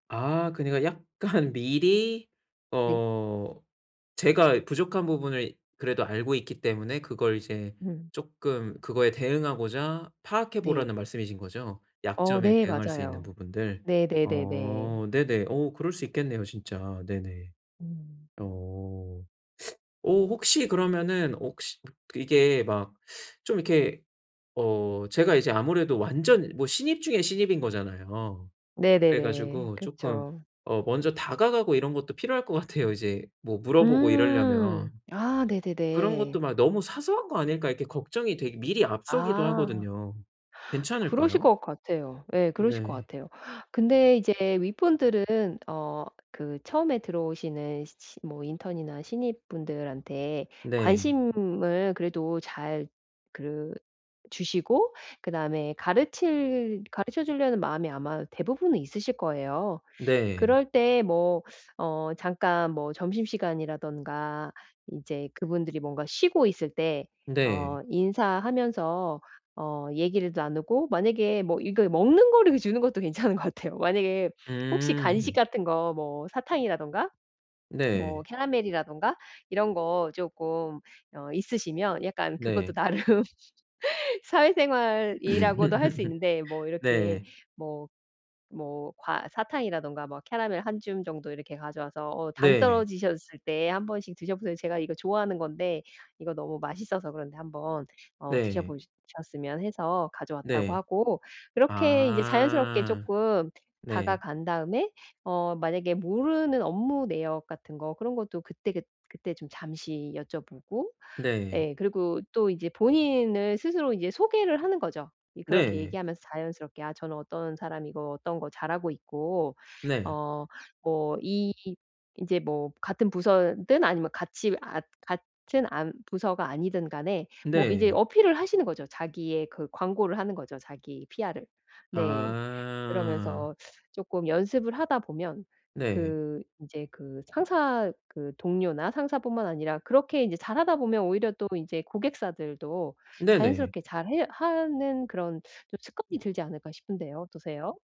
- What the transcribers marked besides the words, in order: laughing while speaking: "약간"; other background noise; "혹시" said as "옥시"; laughing while speaking: "같아요"; laughing while speaking: "괜찮은 것 같아요"; tapping; laughing while speaking: "나름"; laugh
- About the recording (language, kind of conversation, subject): Korean, advice, 새로운 활동을 시작하는 것이 두려울 때 어떻게 하면 좋을까요?